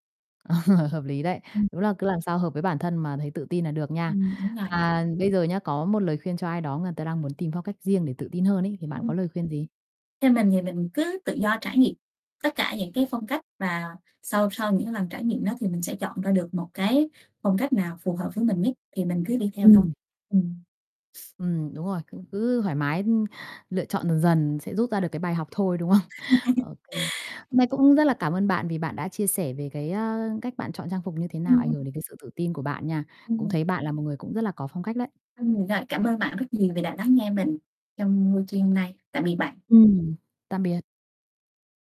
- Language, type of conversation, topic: Vietnamese, podcast, Trang phục ảnh hưởng như thế nào đến sự tự tin của bạn?
- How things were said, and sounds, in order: laughing while speaking: "Ờ"; static; other background noise; distorted speech; chuckle; laugh; unintelligible speech; tapping